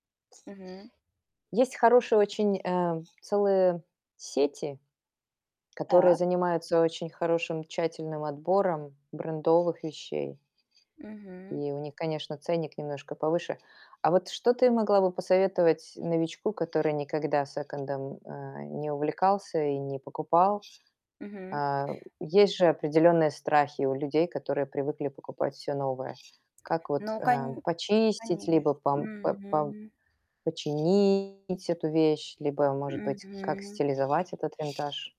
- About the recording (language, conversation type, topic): Russian, podcast, Как ты относишься к секонд-хенду и винтажу?
- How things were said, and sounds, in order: other background noise; distorted speech